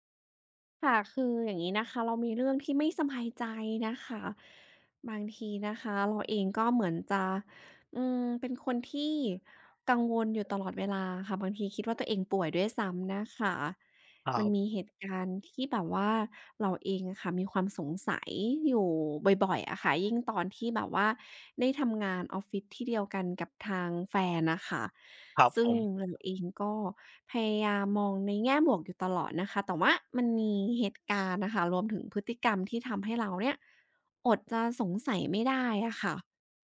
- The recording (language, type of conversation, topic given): Thai, advice, ทำไมคุณถึงสงสัยว่าแฟนกำลังมีความสัมพันธ์ลับหรือกำลังนอกใจคุณ?
- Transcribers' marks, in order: other background noise